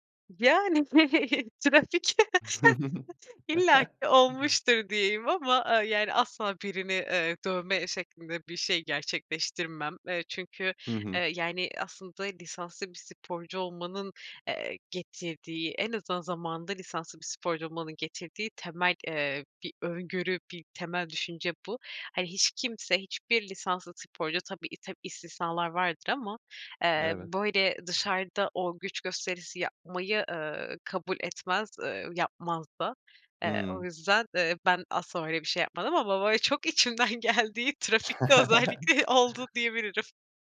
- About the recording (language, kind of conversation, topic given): Turkish, podcast, Bıraktığın hangi hobiye yeniden başlamak isterdin?
- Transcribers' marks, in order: chuckle; tapping; chuckle; other background noise; laughing while speaking: "çok içimden geldiği, trafikte özellikle"; chuckle